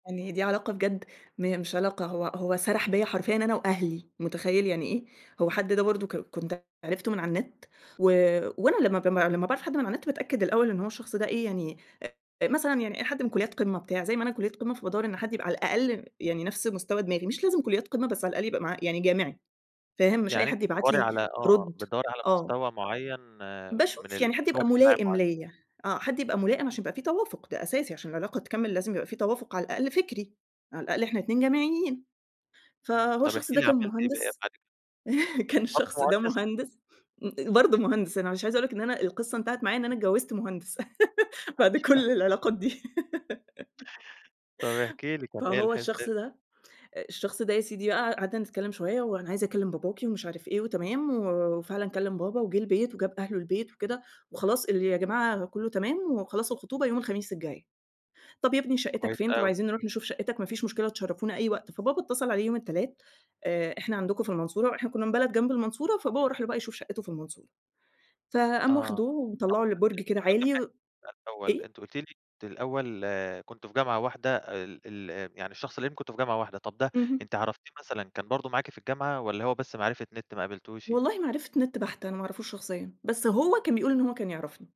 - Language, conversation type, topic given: Arabic, podcast, إزاي تعرف إن العلاقة ماشية صح؟
- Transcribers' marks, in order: tapping; unintelligible speech; laughing while speaking: "كان الشخص ده مهندس"; other background noise; unintelligible speech; laugh; laughing while speaking: "طب احكي لي كان إيه الحس إيه"; unintelligible speech